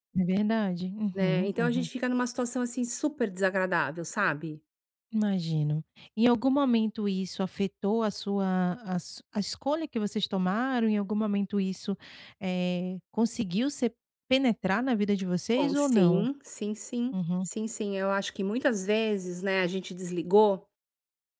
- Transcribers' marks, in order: tapping
- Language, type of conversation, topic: Portuguese, advice, Como posso lidar com críticas constantes de familiares sem me magoar?